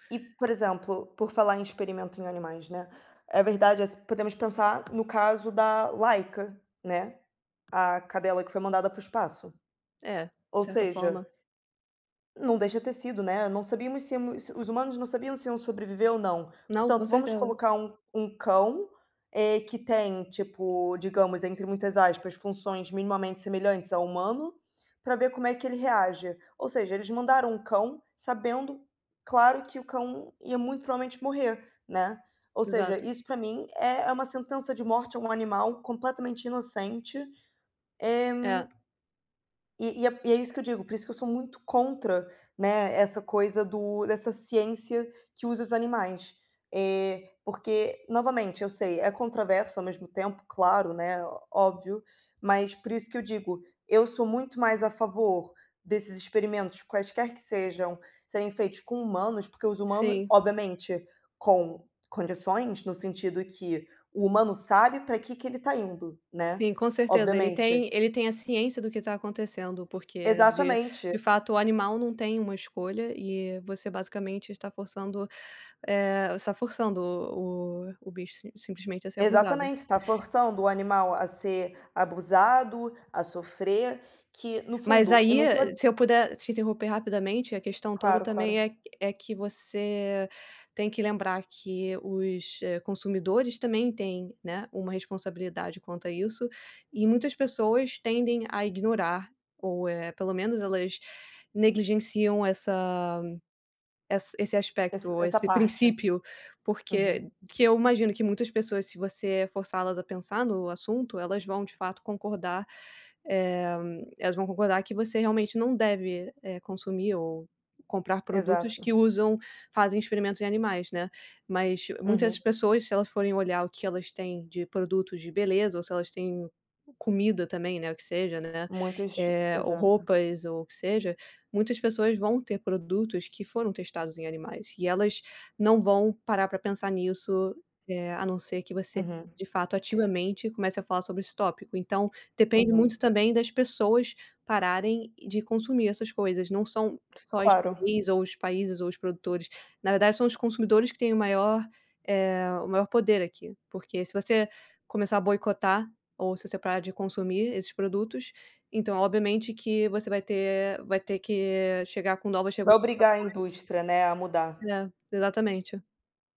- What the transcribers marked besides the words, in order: tapping
- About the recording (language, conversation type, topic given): Portuguese, unstructured, Qual é a sua opinião sobre o uso de animais em experimentos?